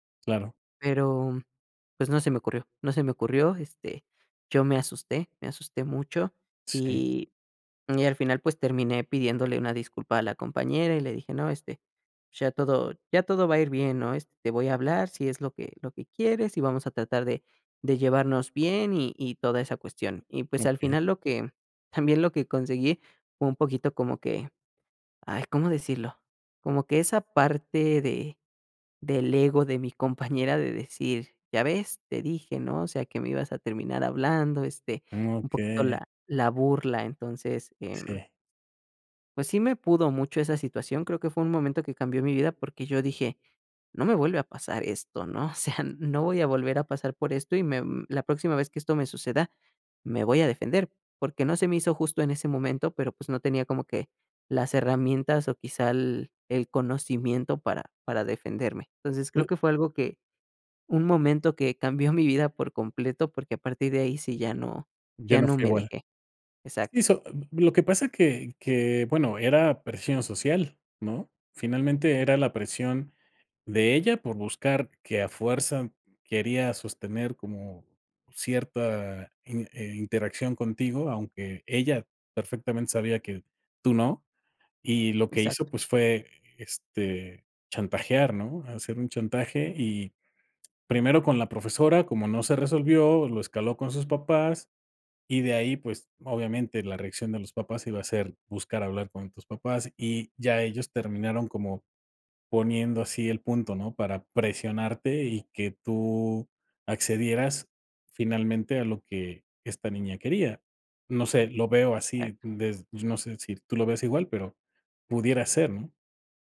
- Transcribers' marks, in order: giggle
- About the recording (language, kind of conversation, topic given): Spanish, podcast, ¿Cuál fue un momento que cambió tu vida por completo?